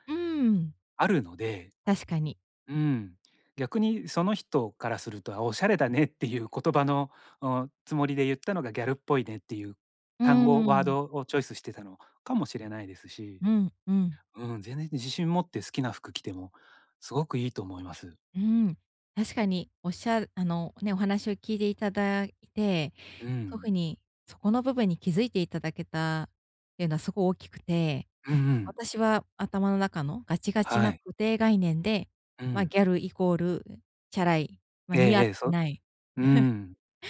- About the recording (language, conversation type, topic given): Japanese, advice, 他人の目を気にせず服を選ぶにはどうすればよいですか？
- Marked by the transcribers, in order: other background noise; laugh